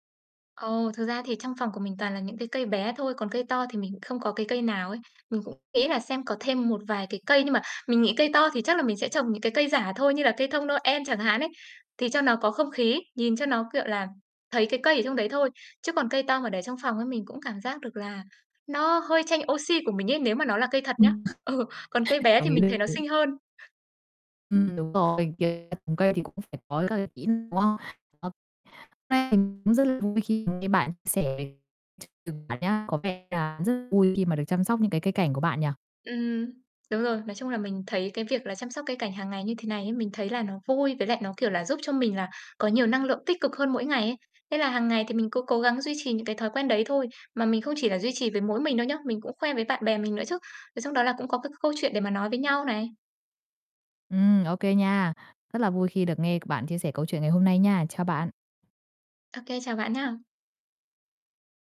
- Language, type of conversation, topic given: Vietnamese, podcast, Bạn có thói quen nhỏ nào khiến bạn vui mỗi ngày không?
- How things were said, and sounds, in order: other background noise; distorted speech; laughing while speaking: "Ừ"; laugh; unintelligible speech; unintelligible speech; unintelligible speech